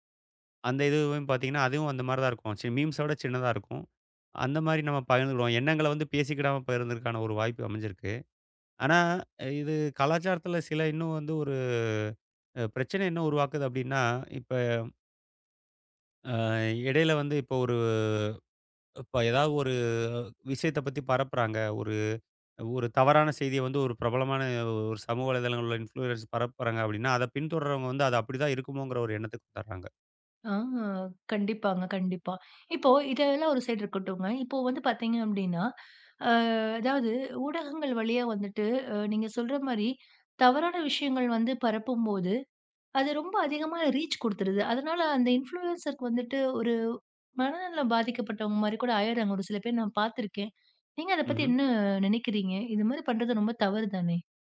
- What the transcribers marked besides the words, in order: in English: "மீம்ஸ"; in English: "இன்ஃபுலுயன்சர்"; drawn out: "ஆ"; in English: "சைட்"; drawn out: "அ"; in English: "ரீச்"; in English: "இன்ஃபுலுயன்சர்"
- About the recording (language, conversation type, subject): Tamil, podcast, சமூக ஊடகங்கள் எந்த அளவுக்கு கலாச்சாரத்தை மாற்றக்கூடும்?